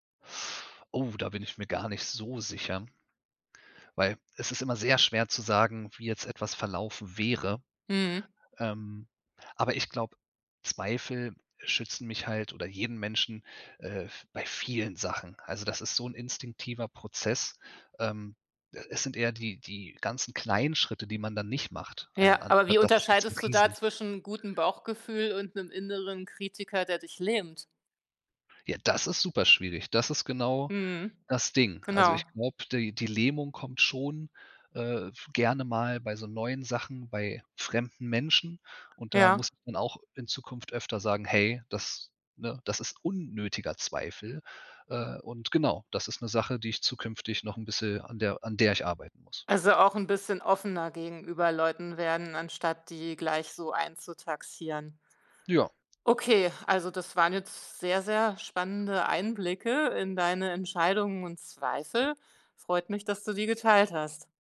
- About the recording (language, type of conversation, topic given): German, podcast, Wie gehst du mit Zweifeln vor einer großen Entscheidung um?
- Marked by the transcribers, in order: inhale; other background noise; unintelligible speech